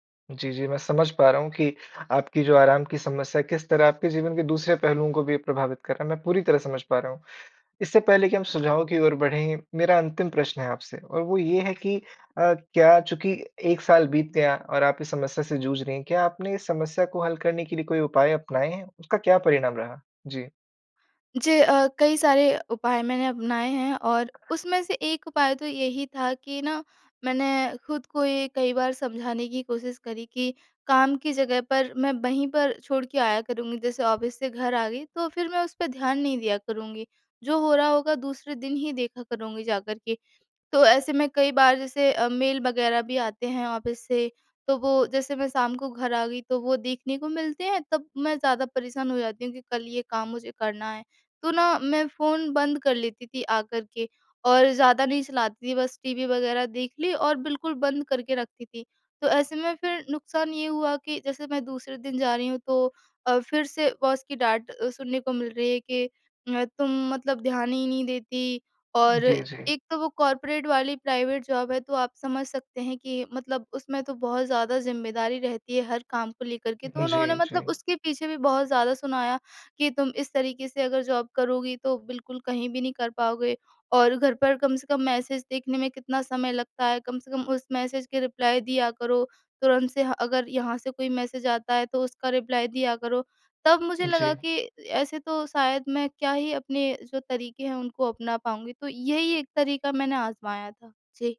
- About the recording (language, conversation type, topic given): Hindi, advice, क्या आराम करते समय भी आपका मन लगातार काम के बारे में सोचता रहता है और आपको चैन नहीं मिलता?
- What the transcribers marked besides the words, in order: other background noise; in English: "ऑफ़िस"; in English: "ऑफ़िस"; in English: "बॉस"; in English: "कॉर्पोरेट"; in English: "प्राइवेट जॉब"; in English: "जॉब"; in English: "रिप्लाय"; in English: "रिप्लाय"